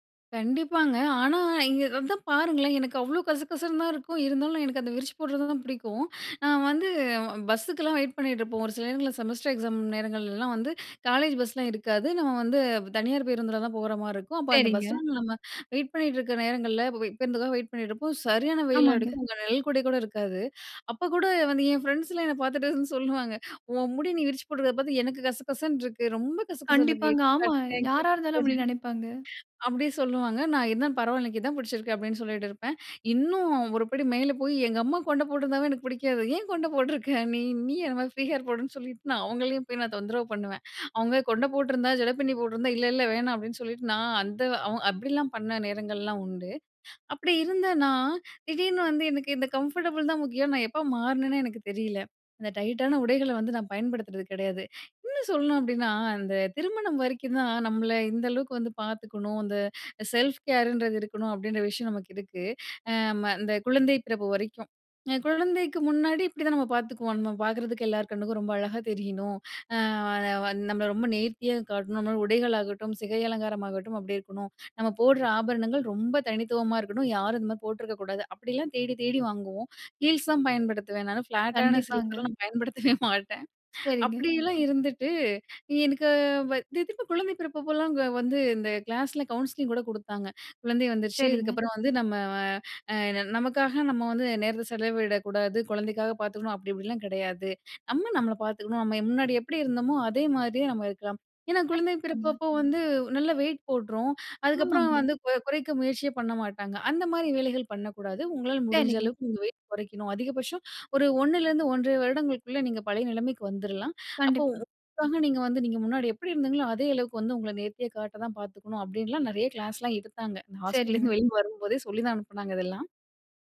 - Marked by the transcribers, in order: other background noise; unintelligible speech; laughing while speaking: "போட்ருக்க நீ?"; in English: "கம்ஃபர்டபுள்"; in English: "செல்ஃப் கேர்"; in English: "ஃபிளாட்டான சிலிப்பர்லாம்"; laughing while speaking: "பயன்படுத்தவே மாட்டேன்"; background speech; in English: "கவுன்சிலிங்"; unintelligible speech; unintelligible speech
- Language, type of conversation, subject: Tamil, podcast, சில நேரங்களில் ஸ்டைலை விட வசதியை முன்னிலைப்படுத்துவீர்களா?